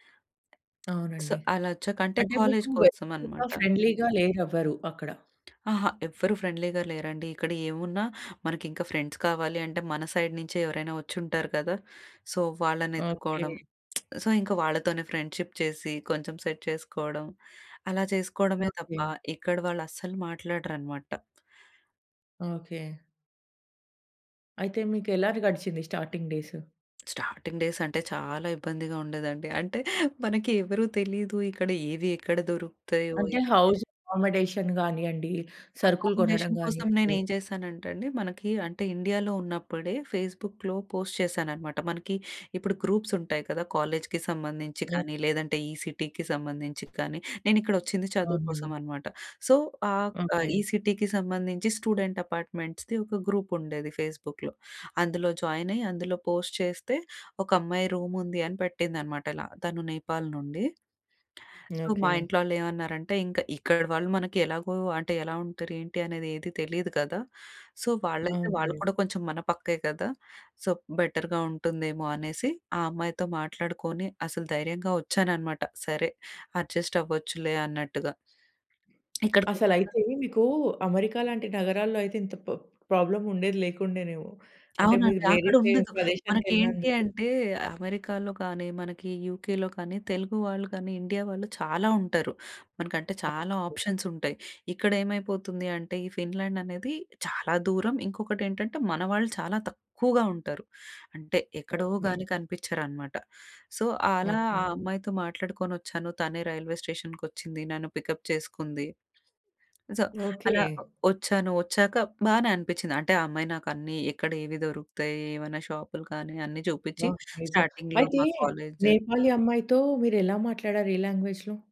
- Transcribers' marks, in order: tapping; in English: "సో"; unintelligible speech; in English: "ఫ్రెండ్లీ‌గా"; in English: "ఫ్రెండ్లీగా"; in English: "ఫ్రెండ్స్"; in English: "సైడ్"; in English: "సో"; lip smack; in English: "సో"; in English: "ఫ్రెండ్‌షిప్"; in English: "సెట్"; in English: "స్టార్టింగ్ డేస్?"; in English: "స్టార్టింగ్ డేస్"; in English: "హౌస్ అకామోడేషన్"; other background noise; in English: "అకామిడేషన్"; in English: "ఫేస్బుక్‌లో పోస్ట్"; in English: "గ్రూప్స్"; in English: "కాలేజ్‌కి"; in English: "సిటీకి"; in English: "సో"; in English: "సిటీకి"; in English: "స్టూడెంట్ అపార్ట్మెంట్స్‌ది"; in English: "గ్రూప్"; in English: "ఫేస్బుక్‍లో"; in English: "జాయిన్"; in English: "పోస్ట్"; in English: "రూమ్"; in English: "సో"; in English: "సో"; in English: "సో బెటర్‌గా"; in English: "అడ్జస్ట్"; in English: "ప ప్రాబ్లమ్"; in English: "ఆప్షన్స్"; in English: "ఫిన్లాండ్"; stressed: "తక్కువగా"; in English: "సో"; in English: "పికప్"; in English: "సో"; in English: "స్టార్టింగ్‌లో"; in English: "కాలేజ్"; in English: "లాంగ్వేజ్‌లో?"
- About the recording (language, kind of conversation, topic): Telugu, podcast, ఒక నగరాన్ని సందర్శిస్తూ మీరు కొత్తదాన్ని కనుగొన్న అనుభవాన్ని కథగా చెప్పగలరా?